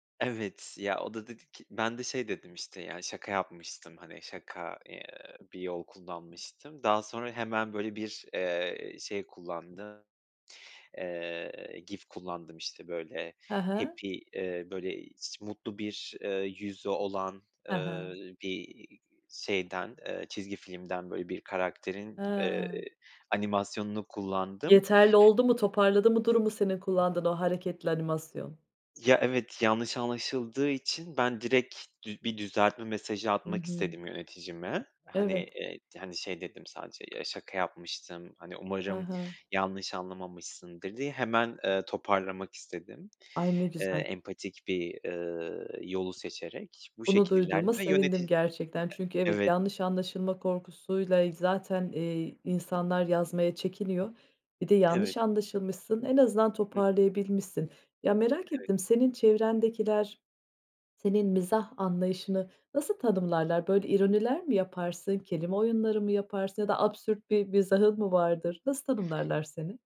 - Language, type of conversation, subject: Turkish, podcast, Kısa mesajlarda mizahı nasıl kullanırsın, ne zaman kaçınırsın?
- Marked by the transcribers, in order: in English: "GIF"; in English: "happy"; tapping; other background noise